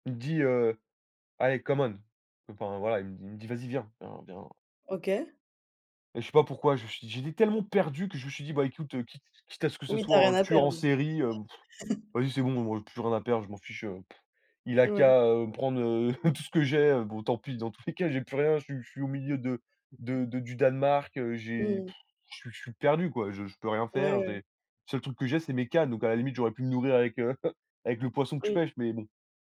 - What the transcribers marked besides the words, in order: in English: "come on"; stressed: "perdu"; chuckle; blowing; blowing; chuckle; other background noise; blowing; chuckle
- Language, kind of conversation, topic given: French, podcast, Peux-tu raconter une histoire où un inconnu t'a offert un logement ?
- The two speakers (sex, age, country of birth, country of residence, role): female, 25-29, France, Germany, host; male, 20-24, France, France, guest